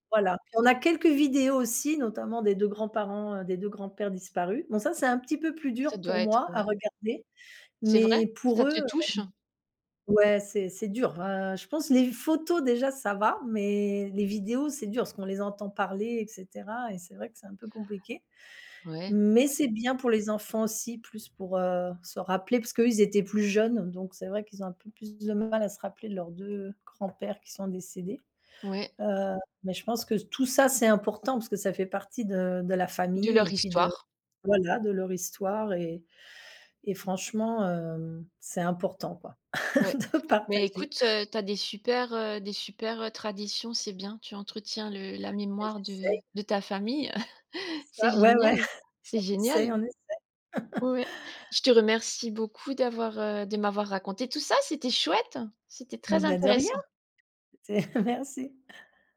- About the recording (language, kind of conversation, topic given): French, podcast, Comment transmettez-vous les souvenirs familiaux aux plus jeunes ?
- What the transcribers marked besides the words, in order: tapping; other background noise; chuckle; laughing while speaking: "de partager"; chuckle; chuckle